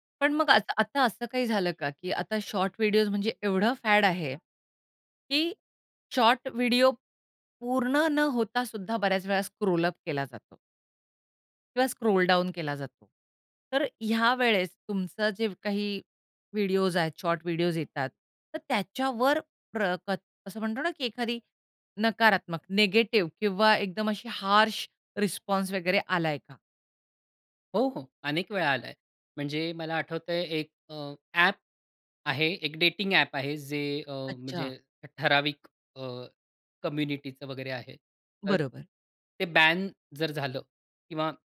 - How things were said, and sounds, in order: in English: "स्क्रोल अप"; in English: "स्क्रोल डाउन"; in English: "हार्श रिस्पॉन्स"; in English: "कम्युनिटीचं"
- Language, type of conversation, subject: Marathi, podcast, प्रेक्षकांचा प्रतिसाद तुमच्या कामावर कसा परिणाम करतो?